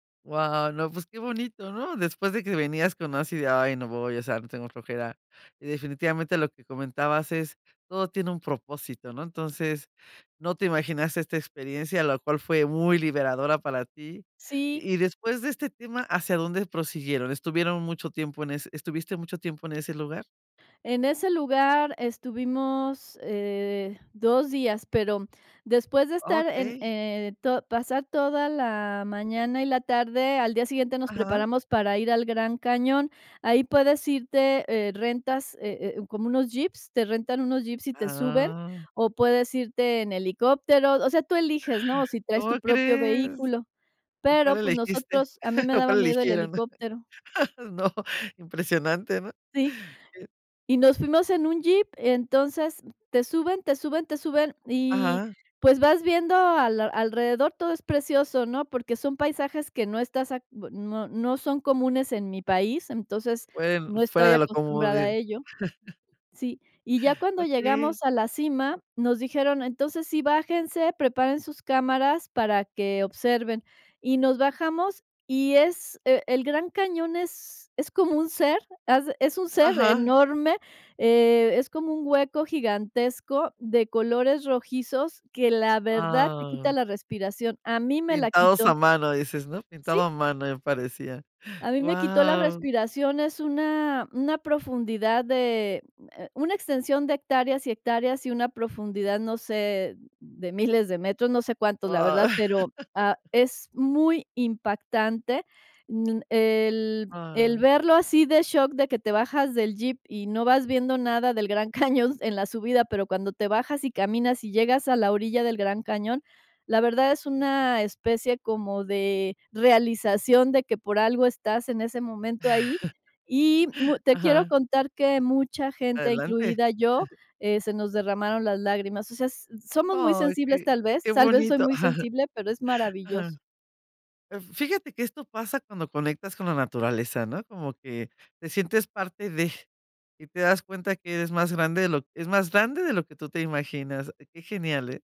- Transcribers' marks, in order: other noise; drawn out: "Ah"; inhale; anticipating: "¿Cómo crees?"; laughing while speaking: "¿O cuál eligieron?, no, impresionante, ¿no?"; drawn out: "¡Guau!"; surprised: "Guau"; laugh; laugh; giggle; chuckle
- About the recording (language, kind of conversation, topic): Spanish, podcast, ¿Me hablas de un lugar que te hizo sentir pequeño ante la naturaleza?